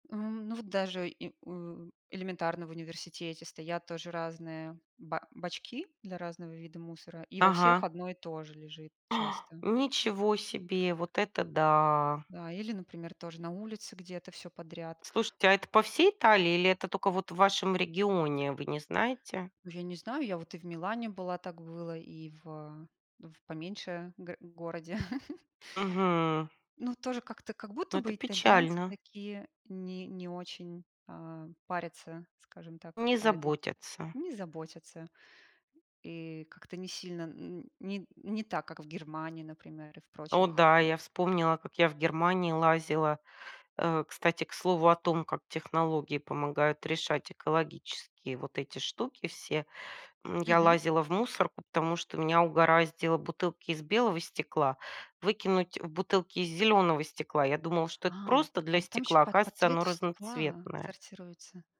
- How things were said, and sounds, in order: gasp; tapping; chuckle
- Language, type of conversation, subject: Russian, unstructured, Как технологии помогают решать экологические проблемы?